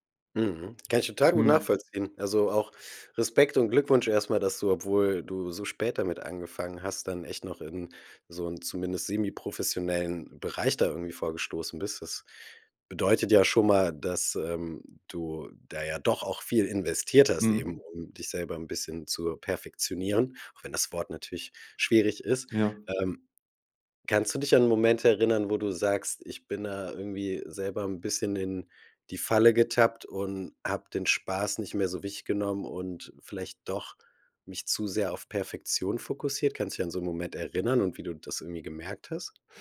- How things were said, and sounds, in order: none
- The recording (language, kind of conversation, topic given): German, podcast, Wie findest du die Balance zwischen Perfektion und Spaß?